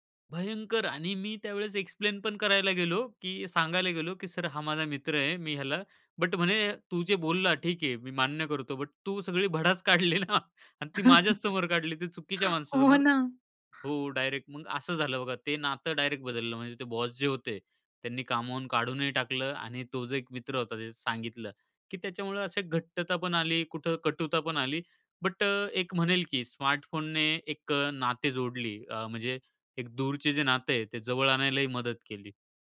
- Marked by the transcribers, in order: in English: "एक्सप्लेन"; laughing while speaking: "काढली ना"; chuckle; laughing while speaking: "हो ना"; tapping; other background noise
- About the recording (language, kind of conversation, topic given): Marathi, podcast, स्मार्टफोनमुळे तुमची लोकांशी असलेली नाती कशी बदलली आहेत?